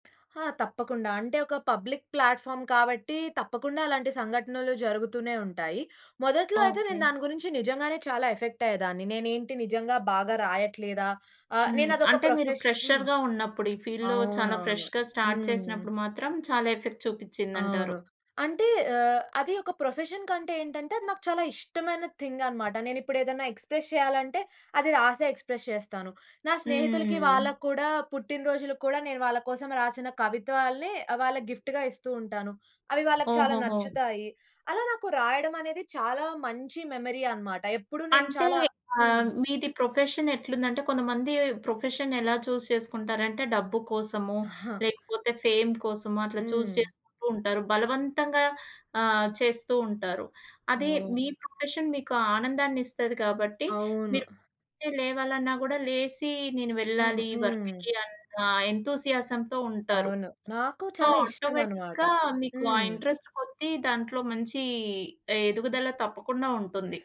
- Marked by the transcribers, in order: tapping; in English: "పబ్లిక్ ప్లాట్‌ఫార్మ్"; in English: "ఎఫెక్ట్"; in English: "ఫ్రెషర్‌గా"; in English: "ఫీల్డ్‌లో"; in English: "ప్రొఫెషన్"; in English: "ఫ్రెష్‌గా స్టార్ట్"; in English: "ఎఫెక్ట్"; in English: "ప్రొఫెషన్"; in English: "థింగ్"; in English: "ఎక్స్‌ప్రెస్"; in English: "ఎక్స్‌ప్రస్"; in English: "గిఫ్ట్‌గా"; in English: "మెమరీ"; in English: "ప్రొఫెషన్"; in English: "ప్రొఫెషన్"; in English: "చూజ్"; giggle; in English: "ఫేమ్"; in English: "చూజ్"; in English: "ప్రొఫెషన్"; in English: "వర్క్‌కి"; in English: "ఎంతూసియాజంతో"; other background noise; in English: "సో, ఆటోమేటిక్‌గా"; in English: "ఇంట్రెస్ట్"
- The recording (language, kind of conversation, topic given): Telugu, podcast, పబ్లిక్ ప్రతిస్పందన మీ సృజనాత్మక ప్రక్రియను ఎలా మార్చుతుంది?